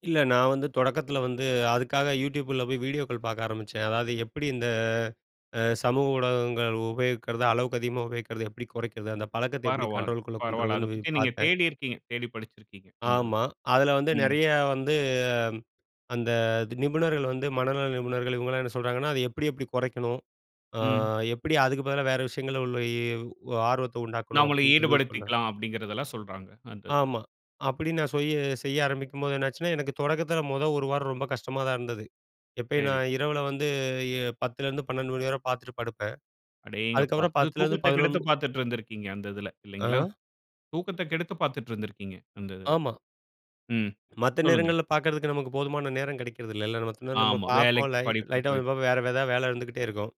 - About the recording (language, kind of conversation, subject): Tamil, podcast, சமூக ஊடகத்தை கட்டுப்படுத்துவது உங்கள் மனநலத்துக்கு எப்படி உதவுகிறது?
- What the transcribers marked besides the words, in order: none